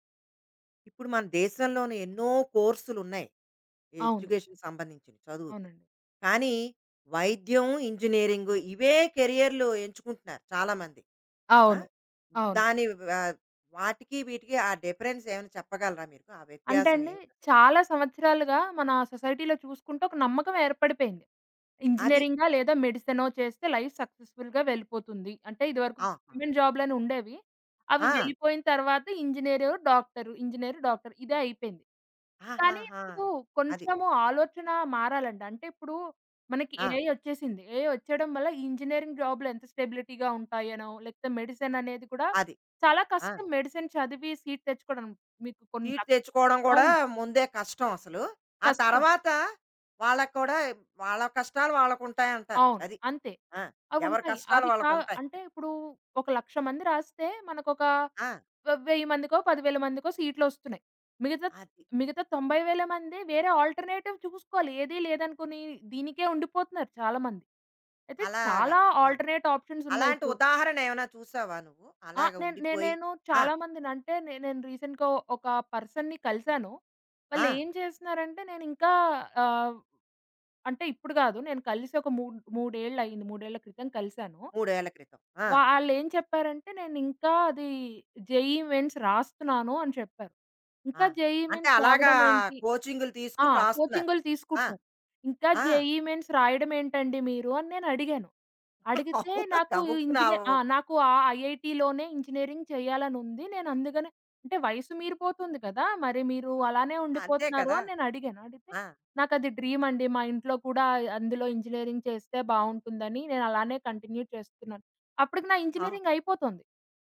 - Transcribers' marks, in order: in English: "ఎడ్యుకేషన్‌కి"; in English: "సొసైటీలో"; in English: "లైఫ్ సక్సెస్‌ఫుల్‌గా"; in English: "గవర్నమెంట్"; in English: "ఏఐ"; in English: "ఏఐ"; in English: "ఇంజినీరింగ్"; in English: "స్టెబిలిటీగా"; in English: "మెడిసెన్"; in English: "సీట్"; in English: "సీట్"; other background noise; in English: "ఆల్టర్‌నేటివ్"; in English: "ఆల్టర్‌నేట్"; in English: "రీసెంట్‌గా"; in English: "పర్సన్‌ని"; in English: "జేఈఈ మెయిన్స్"; in English: "జేఈఈ మెయిన్స్"; in English: "జేఈఈ మెయిన్స్"; in English: "ఐఐటీలోనే ఇంజినీరింగ్"; laughing while speaking: "గబుక్కున అవో"; in English: "ఇంజినీరింగ్"; in English: "కంటిన్యూ"
- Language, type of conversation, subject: Telugu, podcast, వైద్యం, ఇంజనీరింగ్ కాకుండా ఇతర కెరీర్ అవకాశాల గురించి మీరు ఏమి చెప్పగలరు?